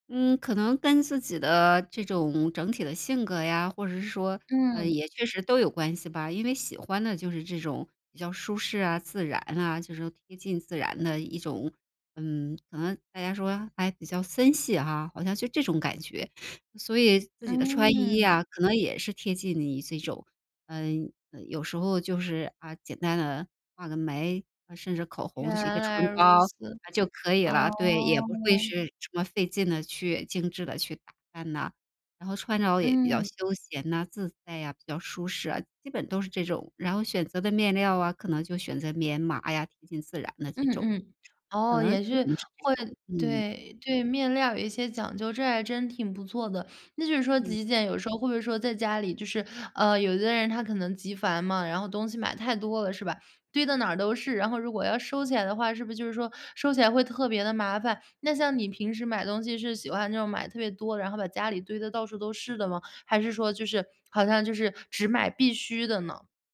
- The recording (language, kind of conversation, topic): Chinese, podcast, 在城市里如何实践自然式的简约？
- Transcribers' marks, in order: other background noise